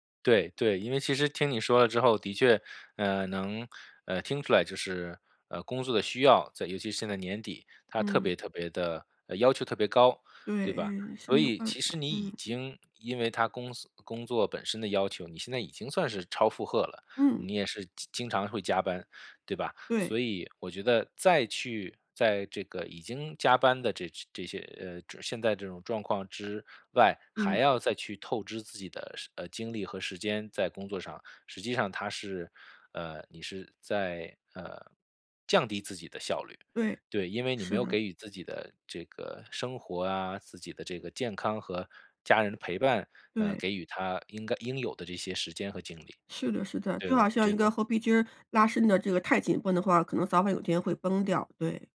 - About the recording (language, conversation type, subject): Chinese, advice, 在家休息时难以放松身心
- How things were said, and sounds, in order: none